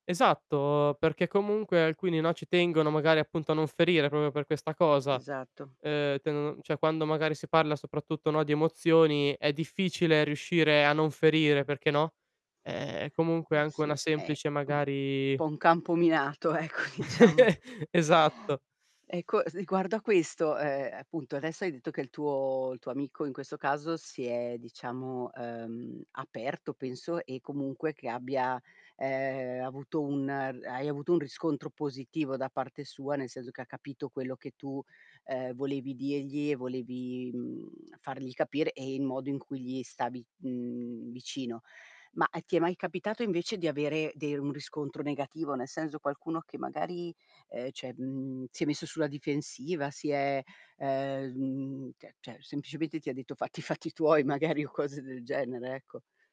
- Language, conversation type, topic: Italian, podcast, Come puoi esprimere una critica costruttiva senza ferire l’altra persona?
- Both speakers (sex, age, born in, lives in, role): female, 50-54, Italy, Italy, host; male, 20-24, Italy, Italy, guest
- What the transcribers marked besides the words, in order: "proprio" said as "propio"; static; tapping; laughing while speaking: "ecco, diciamo"; chuckle; other background noise; "riguardo" said as "siguardo"; "cioè" said as "ceh"; "cioè" said as "ceh"; laughing while speaking: "magari"